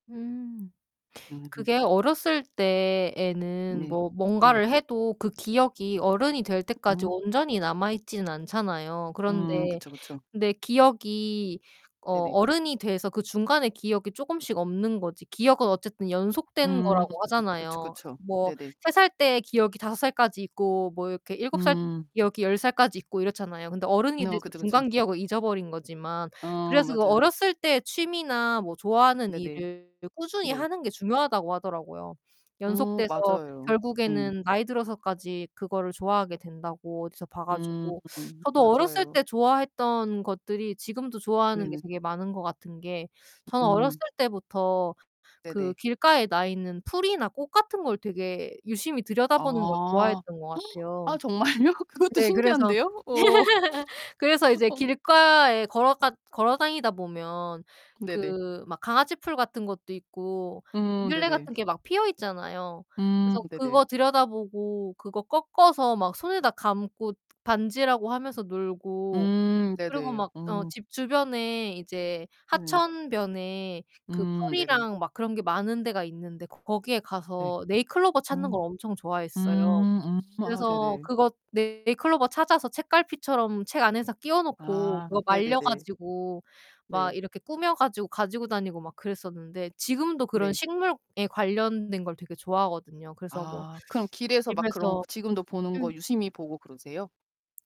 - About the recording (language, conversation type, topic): Korean, unstructured, 어떤 일을 할 때 가장 즐거울 것 같나요?
- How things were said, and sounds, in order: other background noise; distorted speech; gasp; laughing while speaking: "정말요?"; laugh